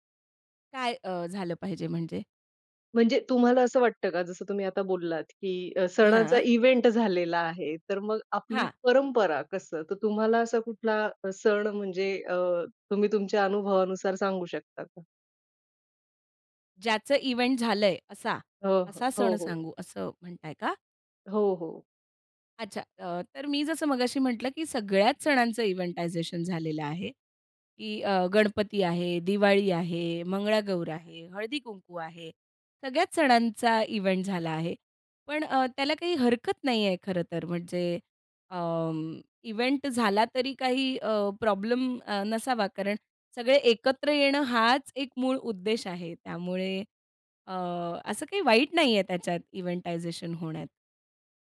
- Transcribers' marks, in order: in English: "इव्हेंट"; in English: "इव्हेंट"; in English: "इव्हेंटायझेशन"; in English: "इव्हेंट"; in English: "इव्हेंट"; in English: "प्रॉब्लम"; in English: "इव्हेंटायझेशन"
- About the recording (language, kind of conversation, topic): Marathi, podcast, कुठल्या परंपरा सोडाव्यात आणि कुठल्या जपाव्यात हे तुम्ही कसे ठरवता?